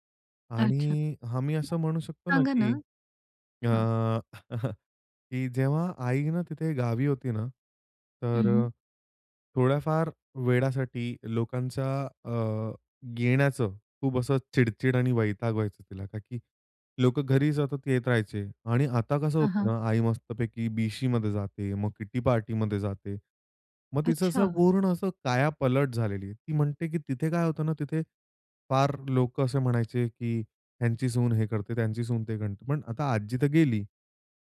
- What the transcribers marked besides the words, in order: other background noise; chuckle; in English: "किटी पार्टीमध्ये"
- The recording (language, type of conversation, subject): Marathi, podcast, परदेशात किंवा शहरात स्थलांतर केल्याने तुमच्या कुटुंबात कोणते बदल झाले?